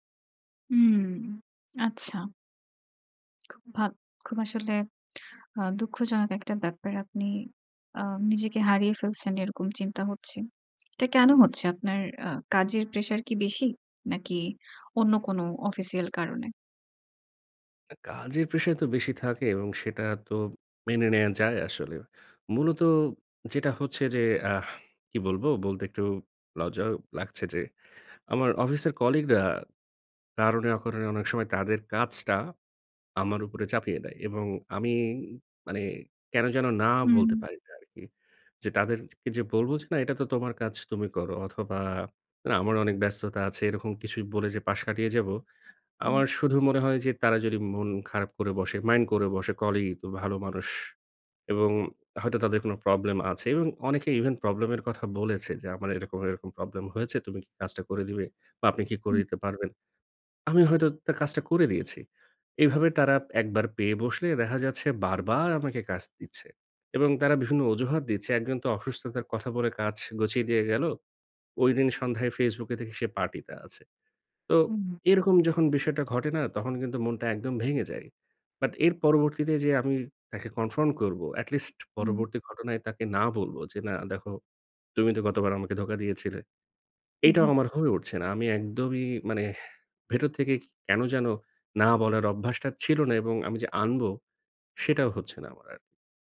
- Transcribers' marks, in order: tapping; tsk; in English: "কনফ্রন"; "কনফ্রন্ট" said as "কনফ্রন"
- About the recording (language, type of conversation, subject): Bengali, advice, না বলতে না পারার কারণে অতিরিক্ত কাজ নিয়ে আপনার ওপর কি অতিরিক্ত চাপ পড়ছে?